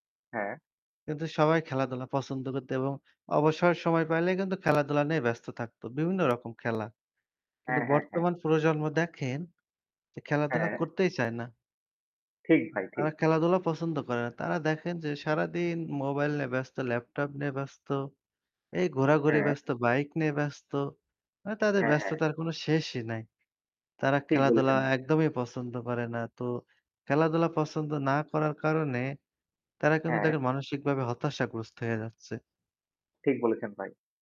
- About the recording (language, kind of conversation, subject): Bengali, unstructured, খেলাধুলার মাধ্যমে আপনার জীবনে কী কী পরিবর্তন এসেছে?
- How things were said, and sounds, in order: static